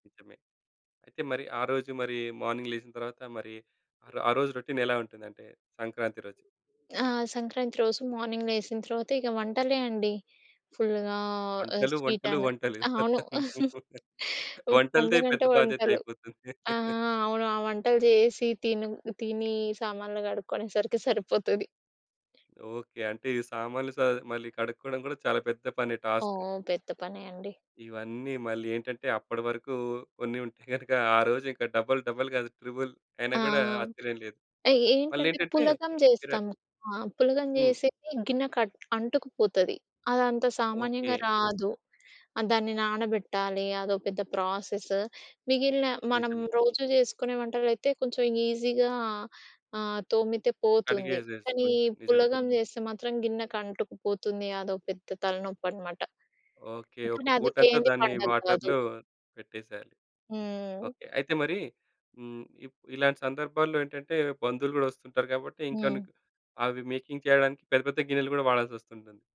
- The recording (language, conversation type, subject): Telugu, podcast, పండుగల్లో వంట పనుల బాధ్యతలను కుటుంబ సభ్యుల్లో ఎలా పంచుకుంటారు?
- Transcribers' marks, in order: in English: "మార్నింగ్"; other background noise; in English: "రొటీన్"; in English: "మార్నింగ్"; in English: "ఫుల్‌గా"; laughing while speaking: "పెత్తనం వంటలదే పెద్ద బాధ్యతైపోతుంది"; tapping; chuckle; other noise; laughing while speaking: "పండగ అంటే వంటలు"; in English: "టాస్క్"; in English: "డబుల్, డబుల్"; in English: "త్రిబుల్"; in English: "ఈజీగా"; in English: "వాటర్‌లో"; in English: "మేకింగ్"